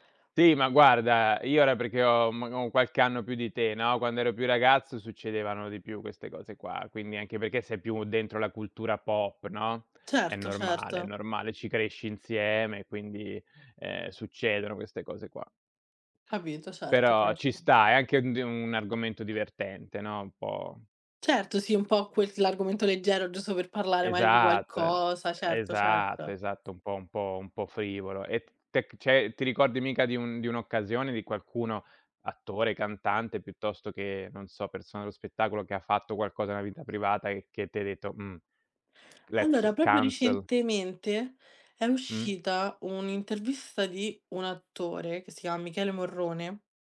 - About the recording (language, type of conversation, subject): Italian, unstructured, Come reagisci quando un cantante famoso fa dichiarazioni controverse?
- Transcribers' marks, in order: tapping; other background noise; "cioè" said as "ceh"; in English: "let's cancel"; "proprio" said as "propio"